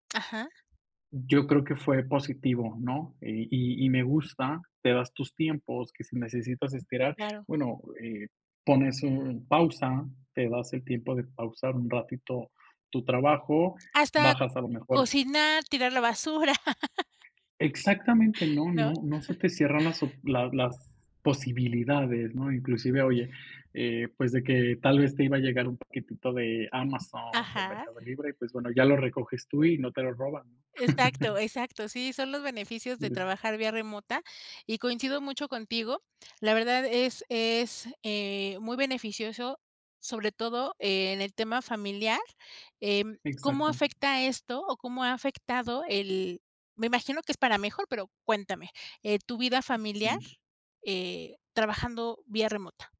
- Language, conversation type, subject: Spanish, podcast, ¿Qué opinas del teletrabajo y de su impacto en la vida cotidiana?
- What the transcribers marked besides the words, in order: tapping; chuckle; chuckle; chuckle; unintelligible speech; other background noise